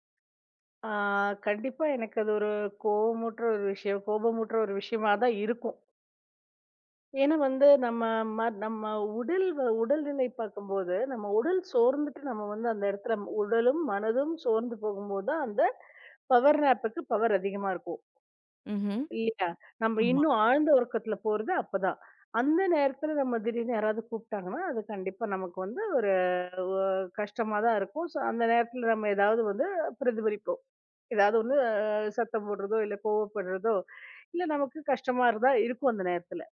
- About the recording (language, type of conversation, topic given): Tamil, podcast, சிறு ஓய்வுகள் எடுத்த பிறகு உங்கள் அனுபவத்தில் என்ன மாற்றங்களை கவனித்தீர்கள்?
- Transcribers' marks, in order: drawn out: "ஆ"; in English: "பவர் நாப்க்கு பவர்"; in English: "சோ"